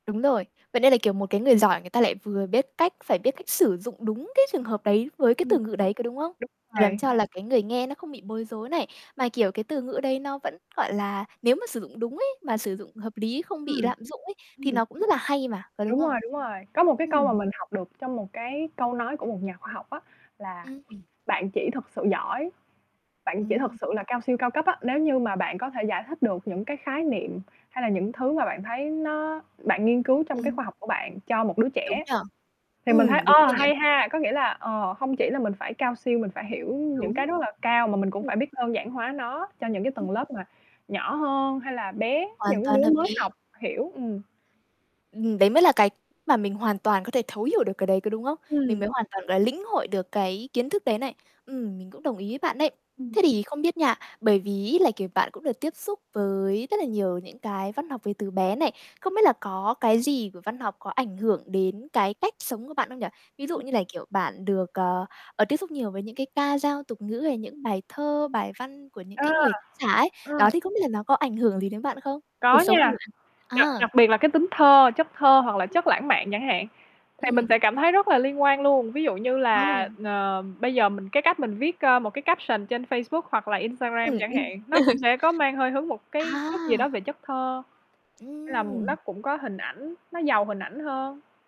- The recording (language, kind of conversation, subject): Vietnamese, podcast, Ngôn ngữ mẹ đẻ ảnh hưởng đến cuộc sống của bạn như thế nào?
- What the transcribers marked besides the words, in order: static; distorted speech; other background noise; tapping; in English: "caption"; laugh